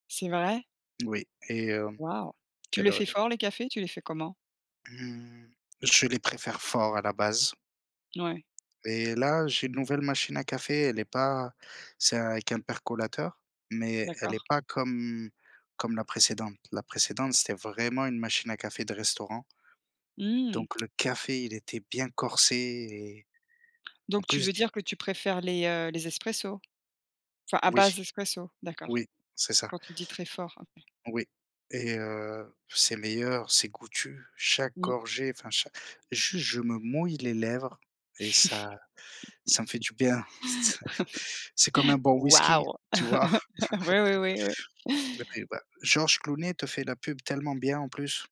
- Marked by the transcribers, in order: tapping; stressed: "café"; chuckle; laugh; chuckle; chuckle; chuckle
- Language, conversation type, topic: French, unstructured, Préférez-vous le café ou le thé pour commencer votre journée ?